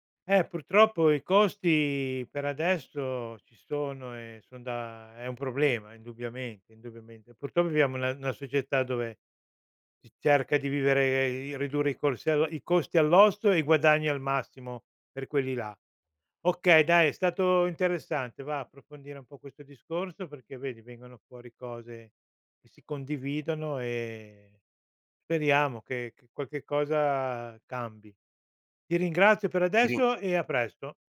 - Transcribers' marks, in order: none
- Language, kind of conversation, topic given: Italian, podcast, Che consigli daresti a chi vuole diventare più sostenibile ma non sa da dove cominciare?